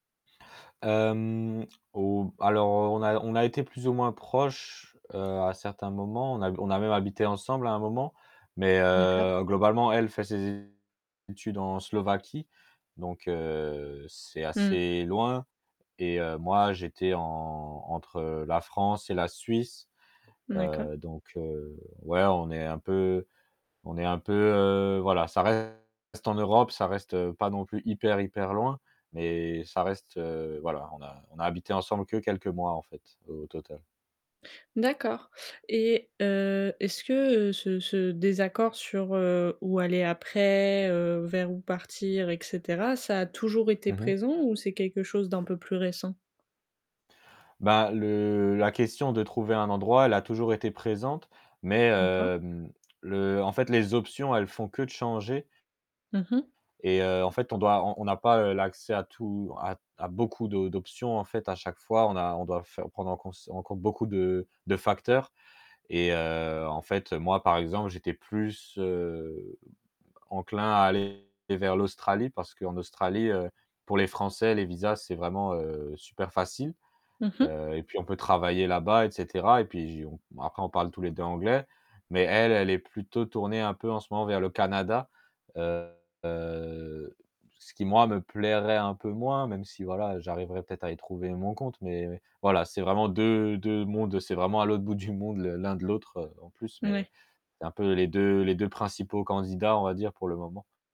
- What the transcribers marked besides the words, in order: static; distorted speech; tapping; other background noise; drawn out: "heu"
- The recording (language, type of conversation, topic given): French, advice, Comment gérer des désaccords sur les projets de vie (enfants, déménagement, carrière) ?